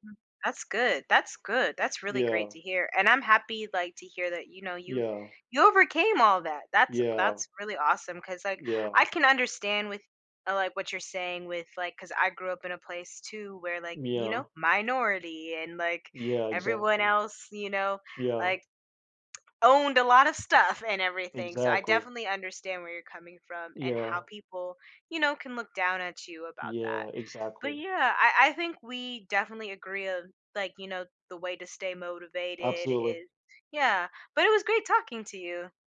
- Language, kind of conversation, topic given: English, unstructured, What helps you keep going when life gets tough?
- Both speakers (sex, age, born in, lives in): female, 30-34, United States, United States; male, 20-24, United States, United States
- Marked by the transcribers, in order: tapping